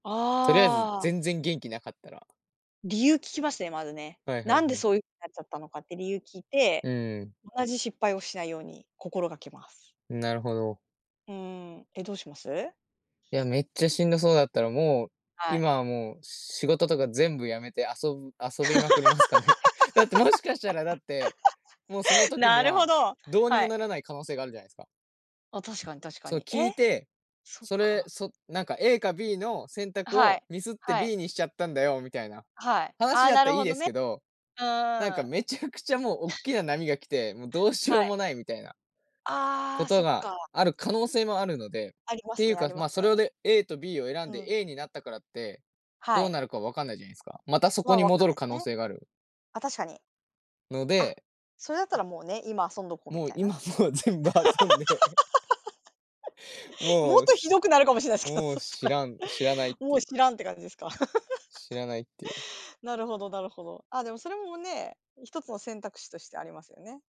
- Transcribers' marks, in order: other background noise; laugh; chuckle; laugh; other noise; laughing while speaking: "全部遊んで"; laugh; laugh
- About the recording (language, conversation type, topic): Japanese, unstructured, 将来の自分に会えたら、何を聞きたいですか？